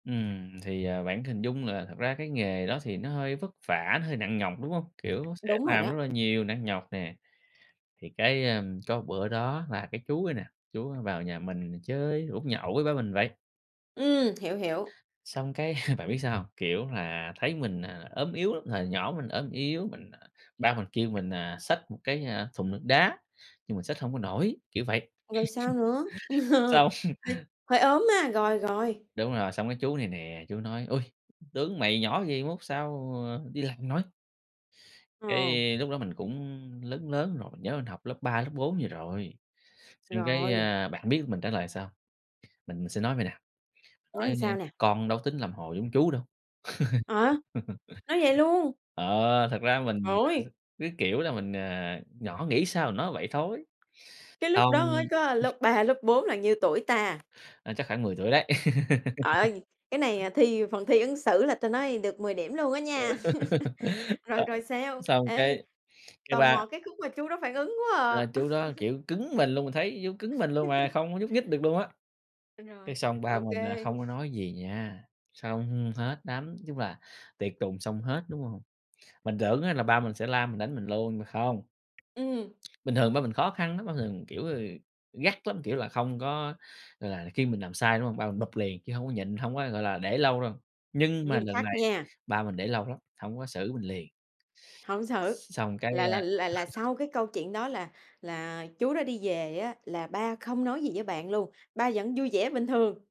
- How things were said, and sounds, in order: tapping; other background noise; chuckle; laugh; chuckle; "làm" said as "ừn"; laugh; unintelligible speech; chuckle; laugh; laugh; laugh; "chú" said as "dú"; laugh; chuckle; laugh
- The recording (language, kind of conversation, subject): Vietnamese, podcast, Bạn đã học được bài học lớn nào từ gia đình?